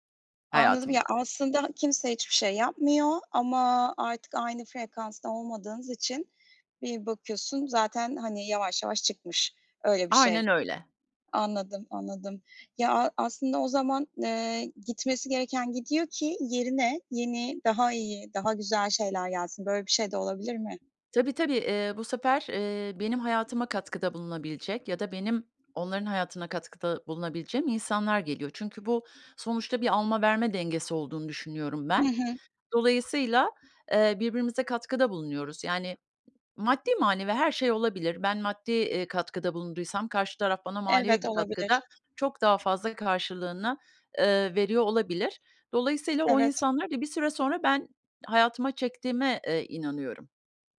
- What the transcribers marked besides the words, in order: other background noise; tapping
- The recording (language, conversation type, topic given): Turkish, podcast, Hayatta öğrendiğin en önemli ders nedir?